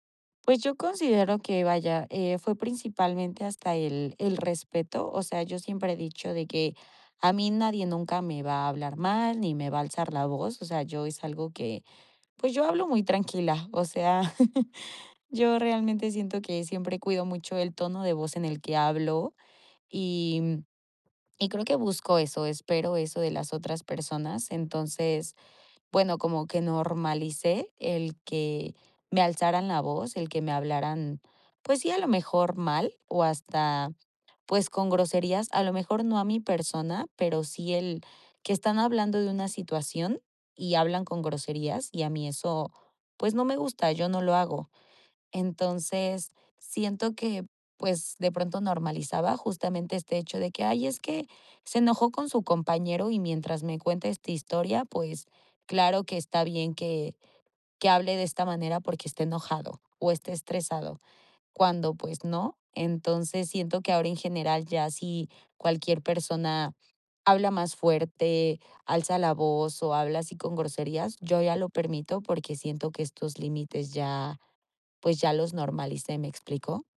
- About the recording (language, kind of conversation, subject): Spanish, advice, ¿Cómo puedo establecer límites y prioridades después de una ruptura?
- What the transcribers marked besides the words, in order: chuckle